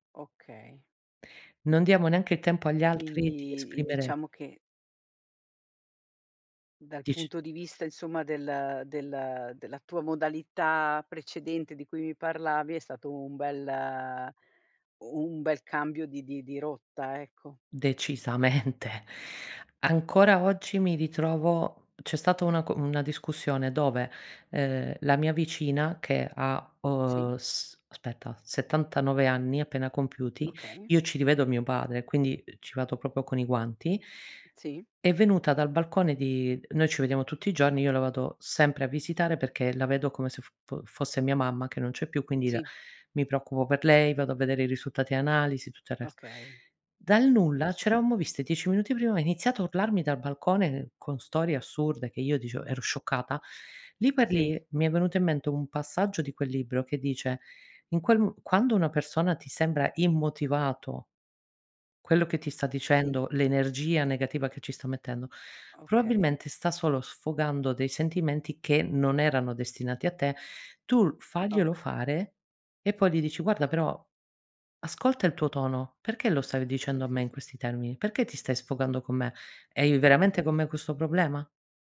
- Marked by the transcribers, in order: laughing while speaking: "Decisamente"; other background noise; "proprio" said as "propo"; tapping; "risultati" said as "risuttati"; "Hai" said as "Hei"
- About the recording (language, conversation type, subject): Italian, podcast, Come capisci quando è il momento di ascoltare invece di parlare?
- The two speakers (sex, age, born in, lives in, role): female, 40-44, Italy, Italy, guest; female, 50-54, Italy, Italy, host